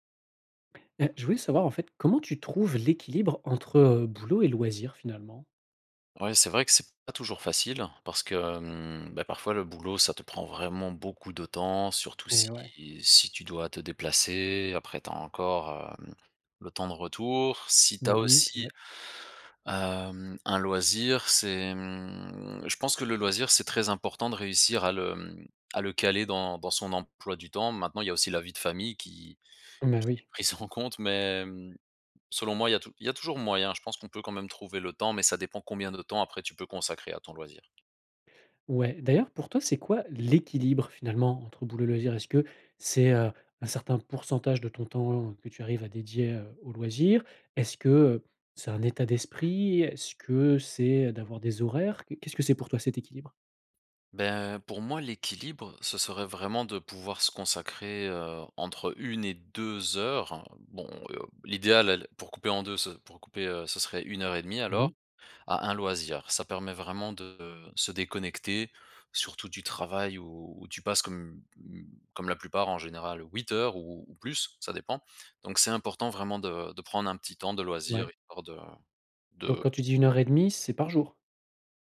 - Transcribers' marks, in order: other background noise; stressed: "l'équilibre"
- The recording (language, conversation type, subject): French, podcast, Comment trouves-tu l’équilibre entre le travail et les loisirs ?